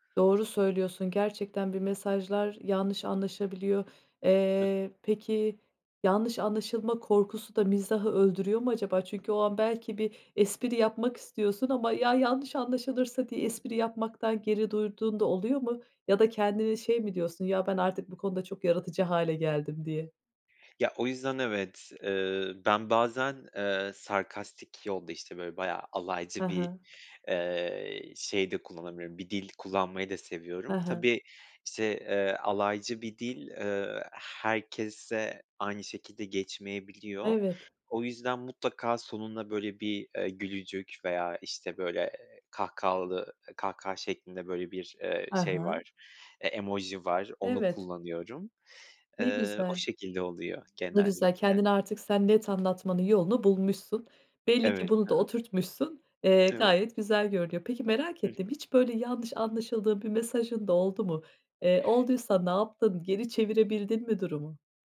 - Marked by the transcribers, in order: other background noise; tapping
- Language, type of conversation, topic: Turkish, podcast, Kısa mesajlarda mizahı nasıl kullanırsın, ne zaman kaçınırsın?